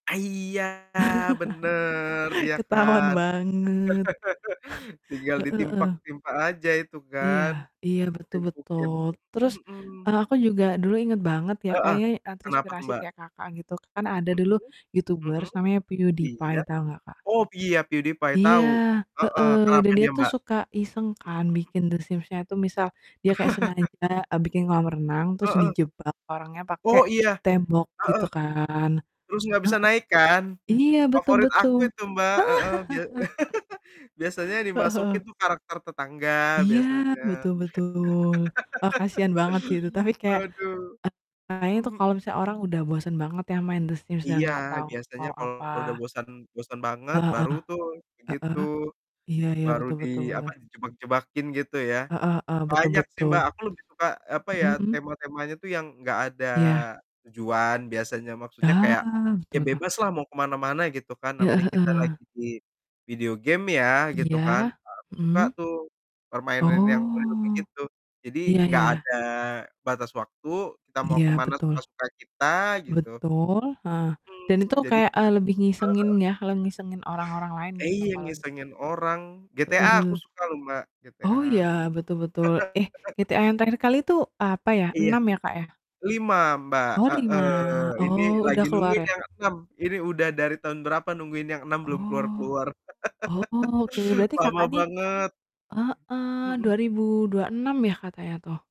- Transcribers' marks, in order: distorted speech; laugh; laughing while speaking: "Ketahuan"; laugh; chuckle; "ditimpa-timpa" said as "ditimpak-timpa"; laugh; laugh; laugh; "betul" said as "beleh"; other background noise; drawn out: "Oh"; unintelligible speech; chuckle; laugh
- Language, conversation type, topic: Indonesian, unstructured, Apa yang membuat orang suka atau tidak suka bermain gim video?